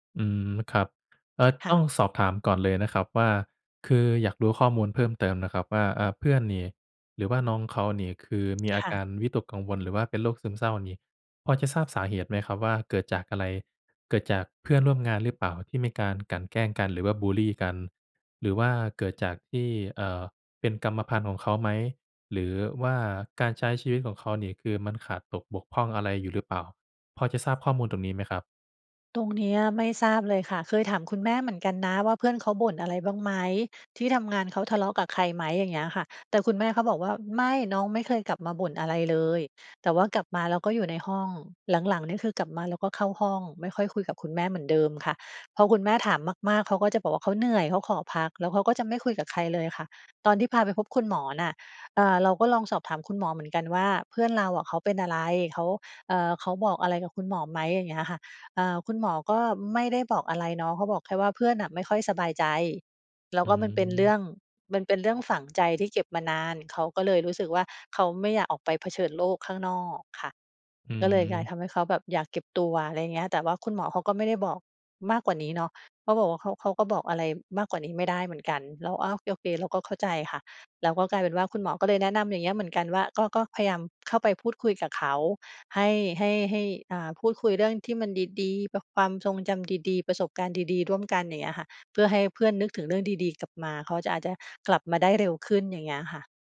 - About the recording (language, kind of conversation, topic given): Thai, advice, ฉันควรช่วยเพื่อนที่มีปัญหาสุขภาพจิตอย่างไรดี?
- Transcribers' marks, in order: other background noise